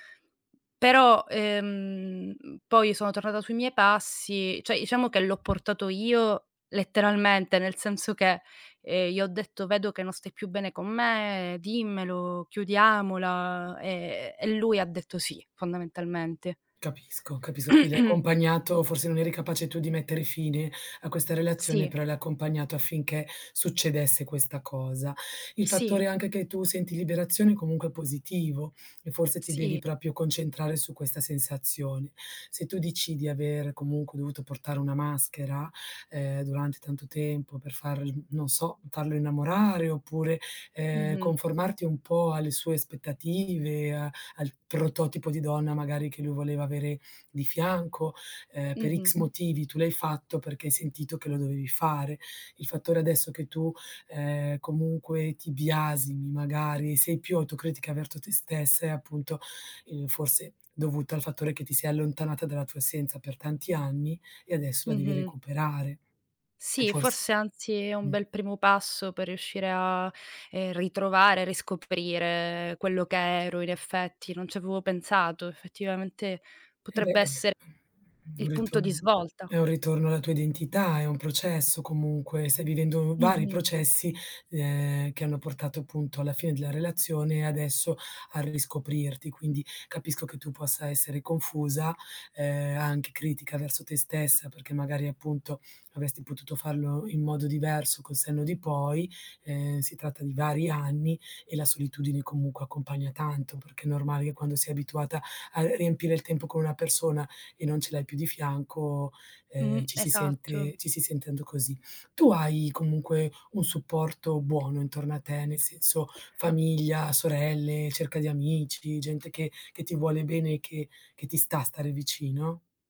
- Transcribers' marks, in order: other background noise; "diciamo" said as "iciamo"; "capisco" said as "capiso"; throat clearing; "proprio" said as "propio"; tapping; unintelligible speech; "avresti" said as "avesti"; "tanto" said as "anto"
- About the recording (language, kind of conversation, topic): Italian, advice, Come puoi ritrovare la tua identità dopo una lunga relazione?